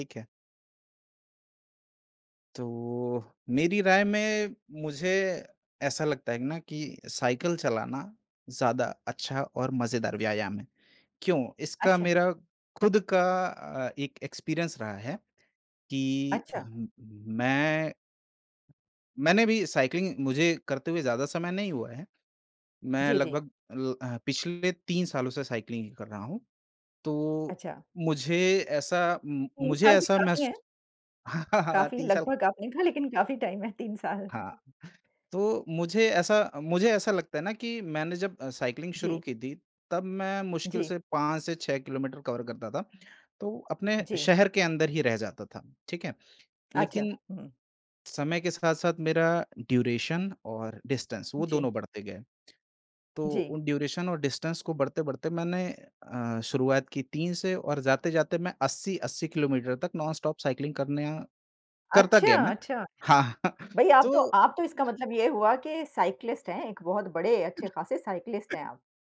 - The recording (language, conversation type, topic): Hindi, unstructured, आपकी राय में साइकिल चलाना और दौड़ना—इनमें से अधिक रोमांचक क्या है?
- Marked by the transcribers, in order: tapping; in English: "एक्सपीरियंस"; in English: "साइक्लिंग"; in English: "साइकलिंग"; laugh; laughing while speaking: "लेकिन काफ़ी टाइम है, तीन साल"; in English: "टाइम"; chuckle; in English: "साइक्लिंग"; in English: "कवर"; in English: "ड्यूरेशन"; in English: "डिस्टेंस"; in English: "ड्यूरेशन"; in English: "डिस्टेंस"; in English: "नॉन स्टॉप साइक्लिंग"; laughing while speaking: "हाँ"; in English: "साइक्लिस्ट"; other background noise; in English: "साइक्लिस्ट"